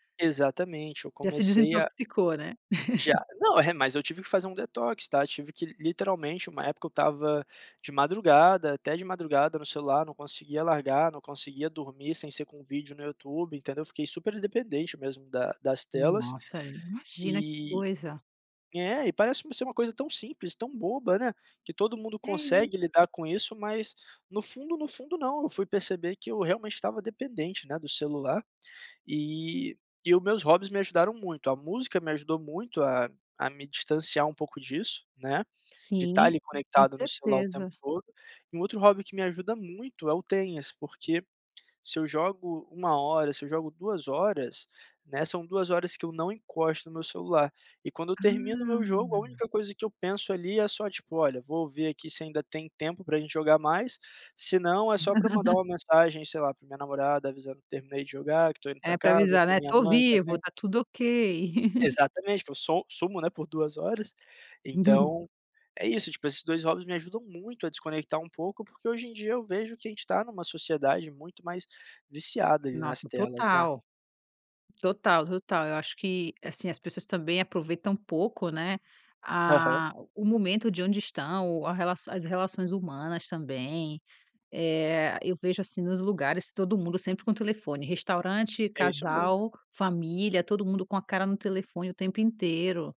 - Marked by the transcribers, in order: chuckle; chuckle; chuckle; chuckle; other background noise
- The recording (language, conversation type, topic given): Portuguese, podcast, Que hobby te ajuda a desconectar do celular?